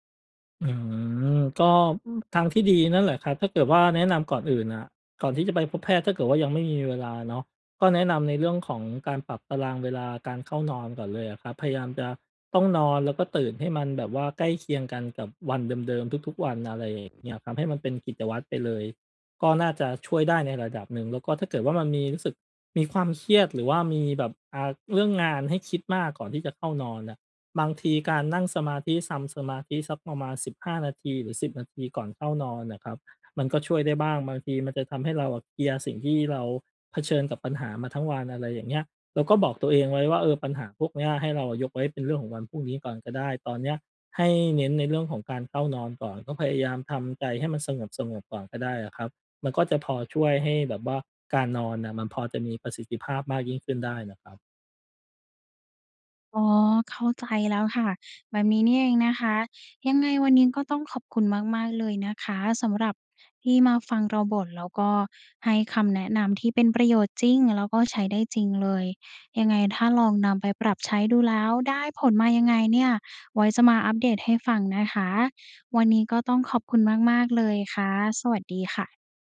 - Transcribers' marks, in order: other noise; other background noise
- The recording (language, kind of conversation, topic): Thai, advice, ทำไมฉันถึงรู้สึกเหนื่อยทั้งวันทั้งที่คิดว่านอนพอแล้ว?